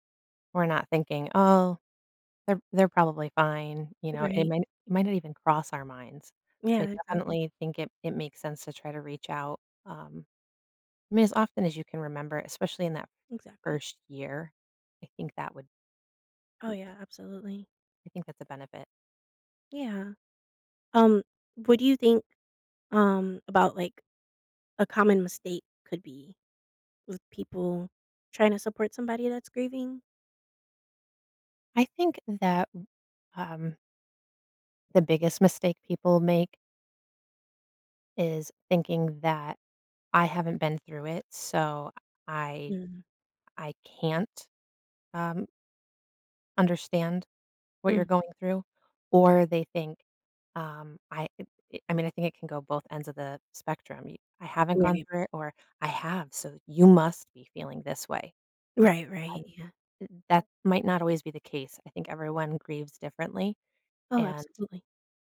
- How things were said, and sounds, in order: other background noise; tapping; stressed: "must"
- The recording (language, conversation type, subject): English, unstructured, How can someone support a friend who is grieving?